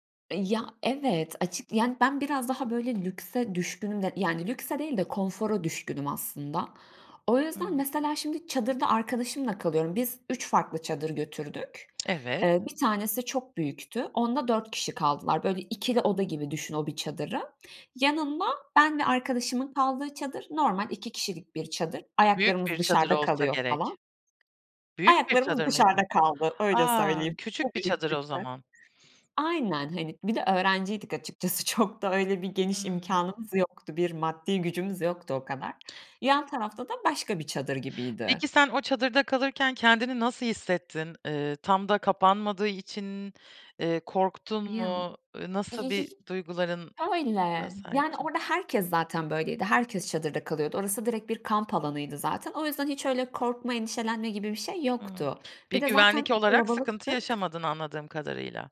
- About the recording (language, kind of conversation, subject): Turkish, podcast, Ailenle mi, arkadaşlarınla mı yoksa yalnız mı seyahat etmeyi tercih edersin?
- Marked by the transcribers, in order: tapping; other background noise; giggle; drawn out: "Öyle"